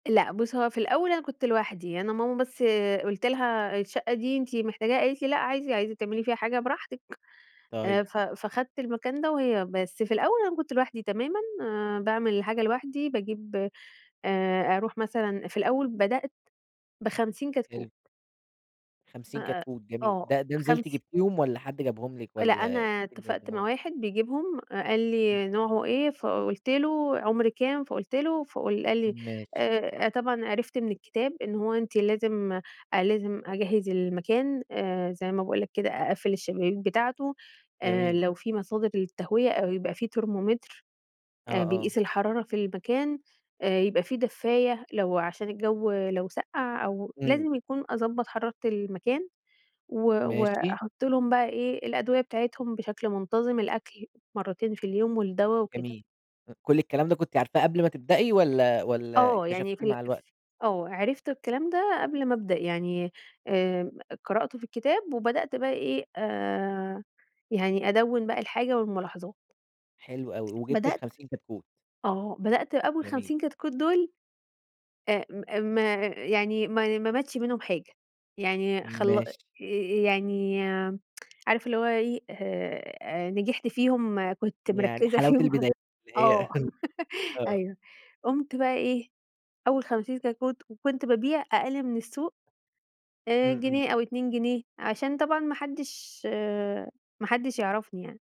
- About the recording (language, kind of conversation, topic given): Arabic, podcast, إيه هو أول مشروع كنت فخور بيه؟
- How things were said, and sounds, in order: tapping; tsk; laughing while speaking: "فيهم"; laugh